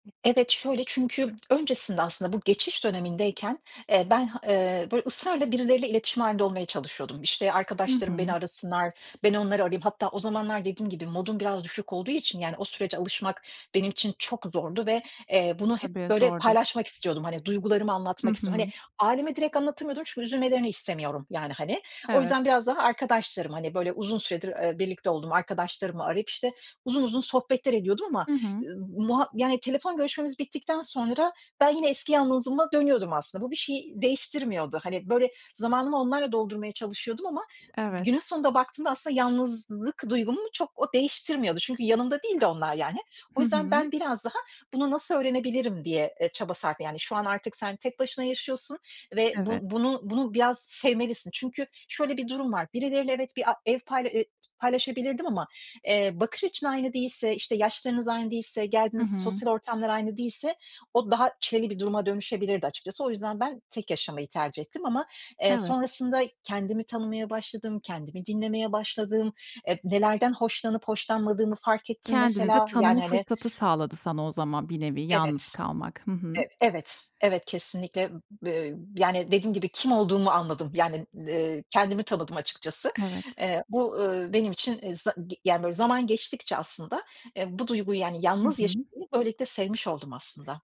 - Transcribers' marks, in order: other background noise; tapping
- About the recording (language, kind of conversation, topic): Turkish, podcast, Yalnızlıkla başa çıkmak için ne önerirsin?
- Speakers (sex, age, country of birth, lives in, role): female, 30-34, Turkey, Germany, host; female, 45-49, Turkey, Ireland, guest